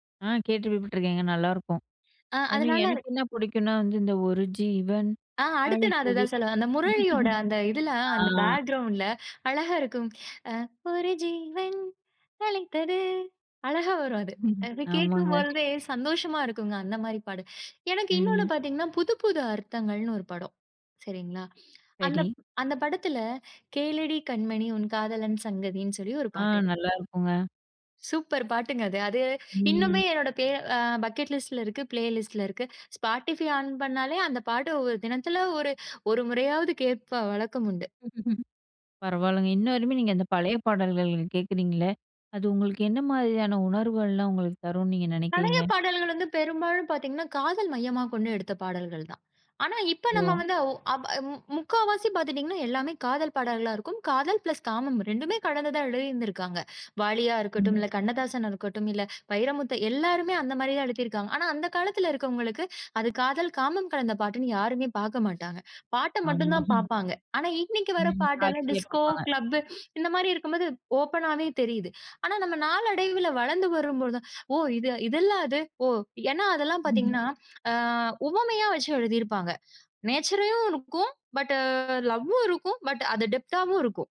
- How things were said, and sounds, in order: "கேள்விப்பட்ருக்கேங்க" said as "விப்பட்ருக்கேங்க"; other noise; singing: "ஒரு ஜீவன் அழைக்குது"; laugh; in English: "பேக்கிரவுண்டுல"; singing: "அ ஒரு ஜீவன் அழைத்தது"; laugh; "பாட்டு" said as "பாடு"; drawn out: "ம்"; in English: "பிளே அ பக்கெட் லிஸ்ட்ல"; in English: "பிளே லிஸ்ட்ல"; "கேட்கிற" said as "கேட்ப"; laugh; laugh; laugh; in English: "நேச்சரையும்"; in English: "டெப்த்தாவும்"
- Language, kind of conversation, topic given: Tamil, podcast, பழைய பாடல்கள் உங்களுக்கு என்னென்ன உணர்வுகளைத் தருகின்றன?